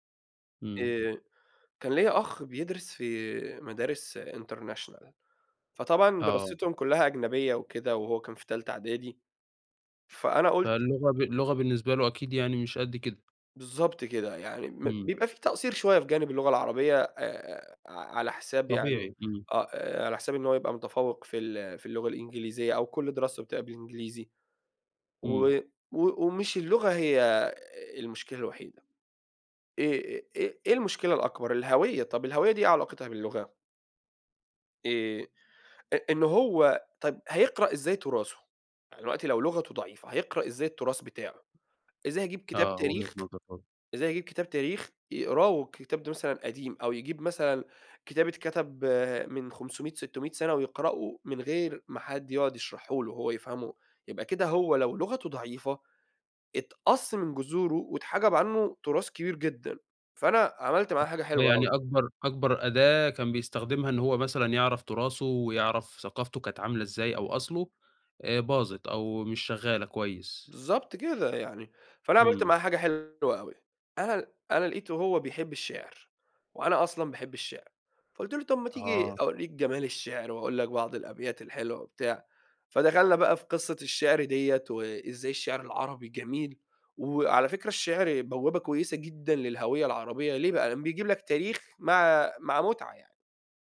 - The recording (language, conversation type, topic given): Arabic, podcast, إيه دور لغتك الأم في إنك تفضل محافظ على هويتك؟
- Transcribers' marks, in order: in English: "international"; tapping; other noise